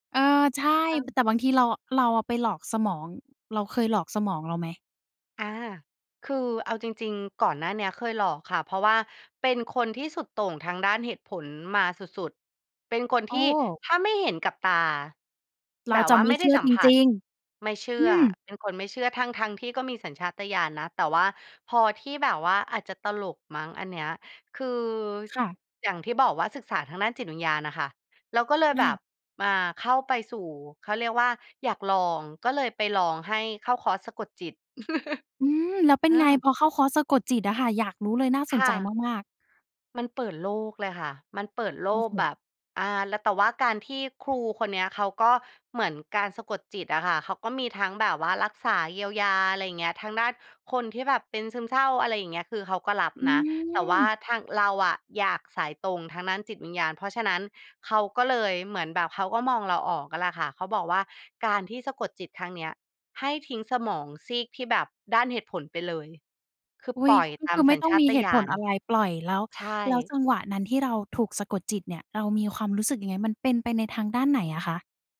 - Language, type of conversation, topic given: Thai, podcast, เราควรปรับสมดุลระหว่างสัญชาตญาณกับเหตุผลในการตัดสินใจอย่างไร?
- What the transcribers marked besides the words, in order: chuckle